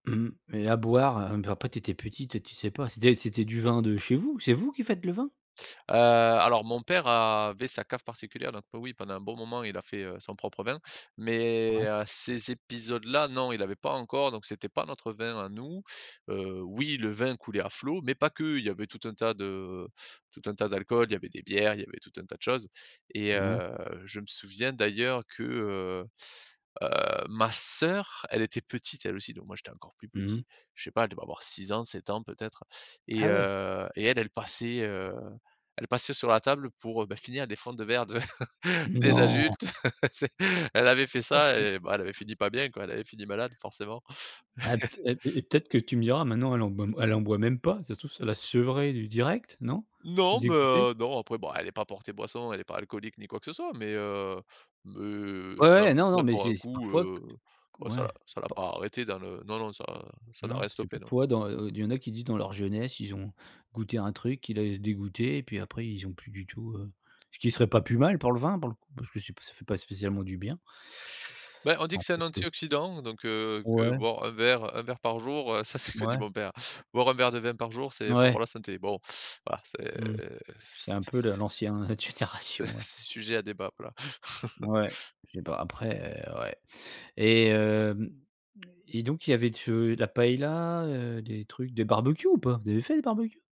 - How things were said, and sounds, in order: tapping; surprised: "Non ?"; chuckle; laugh; laughing while speaking: "C'est"; chuckle; other background noise; laughing while speaking: "ça c'est que dit"; laughing while speaking: "d génération"; drawn out: "c'est c c"; chuckle
- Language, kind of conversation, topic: French, podcast, Comment se déroulaient les repas en famille chez toi ?